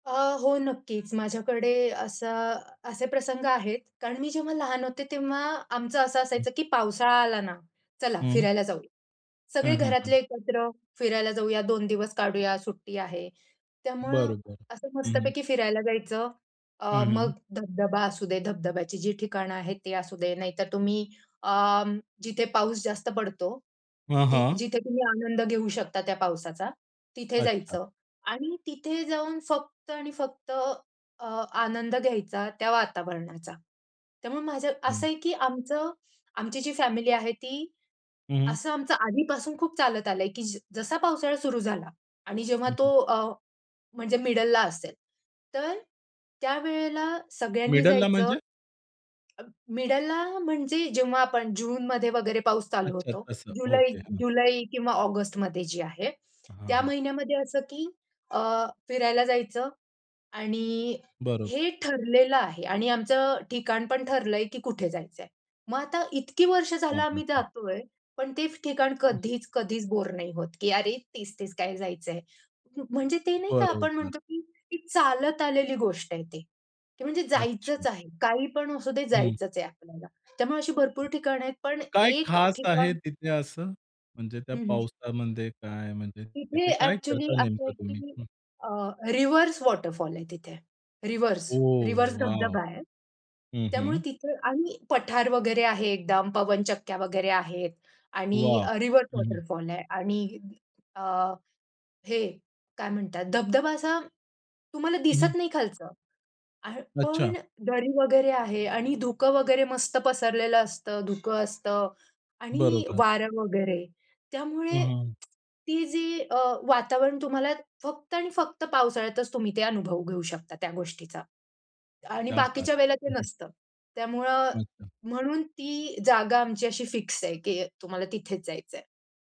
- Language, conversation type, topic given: Marathi, podcast, पावसाळ्यात बाहेर जाण्याचा तुमचा अनुभव कसा असतो?
- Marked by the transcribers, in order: other background noise; in English: "मिडलला"; in English: "मिडलला"; in English: "मिडलला"; unintelligible speech; in English: "एक्चुअली"; in English: "रिव्हर्स वॉटरफॉल"; in English: "रिव्हर्स. रिव्हर्स"; in English: "रिव्हर्स वॉटरफॉल"; lip smack; in Hindi: "क्या बात है!"